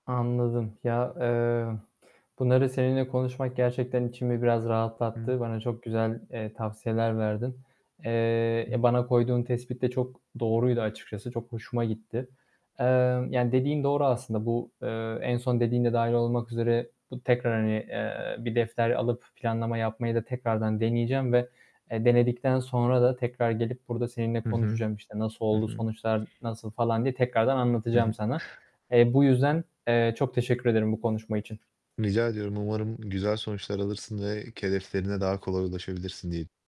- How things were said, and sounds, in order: static; other background noise; tapping; "hedeflerine" said as "kedeflerine"
- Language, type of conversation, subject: Turkish, advice, Mükemmeliyetçilik yüzünden karar vermekte zorlanıp sürekli ertelediğiniz oluyor mu?